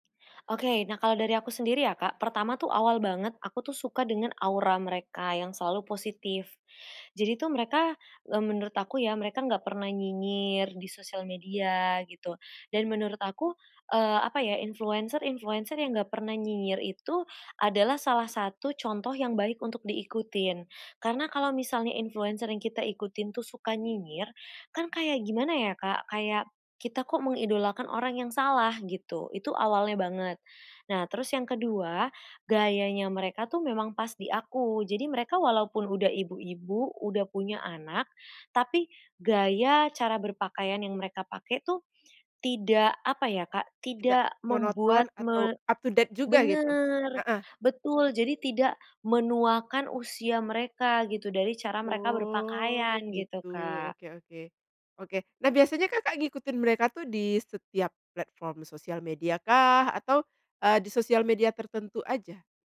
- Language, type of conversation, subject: Indonesian, podcast, Bagaimana media sosial memengaruhi cara orang mengekspresikan diri melalui gaya?
- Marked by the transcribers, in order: other background noise; in English: "social media"; in English: "up to date"; drawn out: "Oh"; in English: "social media-kah?"; in English: "soial media"